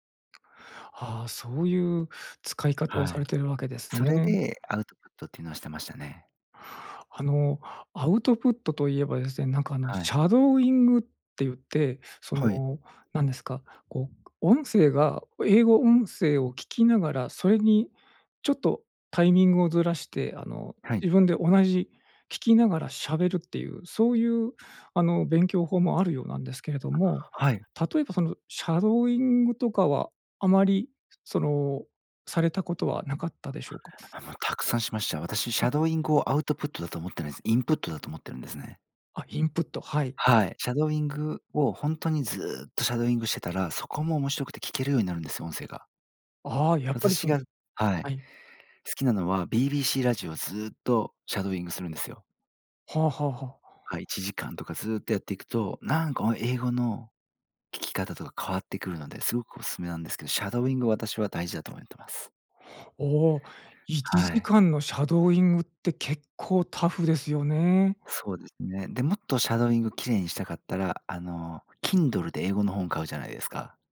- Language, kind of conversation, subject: Japanese, podcast, 自分に合う勉強法はどうやって見つけましたか？
- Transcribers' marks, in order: tapping; in English: "アウトプット"; in English: "アウトプット"; in English: "シャドーイング"; in English: "シャドーイング"; in English: "シャドーイング"; in English: "アウトプット"; in English: "インプット"; in English: "インプット"; in English: "シャドーイング"; in English: "シャドーイング"; in English: "シャドーイング"; in English: "シャドーイング"; "思ってます" said as "おもいってます"; in English: "シャドーイング"; in English: "シャドーイング"